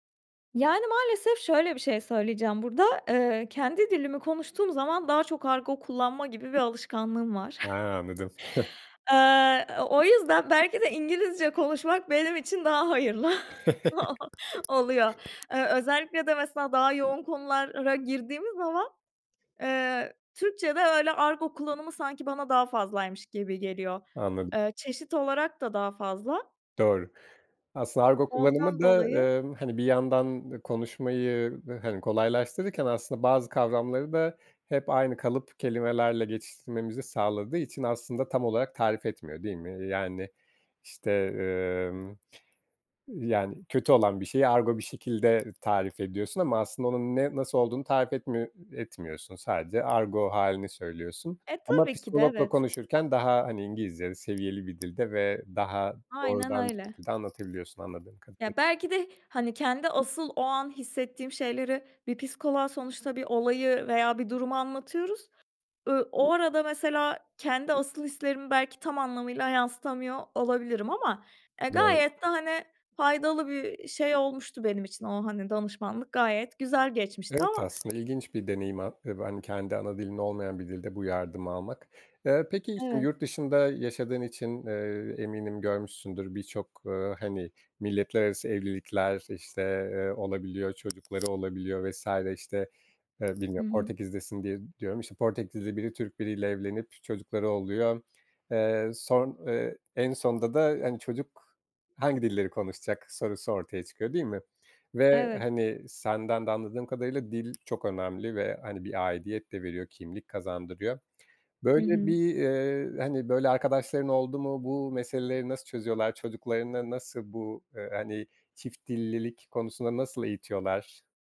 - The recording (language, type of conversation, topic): Turkish, podcast, Dil, kimlik oluşumunda ne kadar rol oynar?
- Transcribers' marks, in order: tapping; chuckle; laughing while speaking: "hayırlı o o oluyor"; chuckle; other background noise; chuckle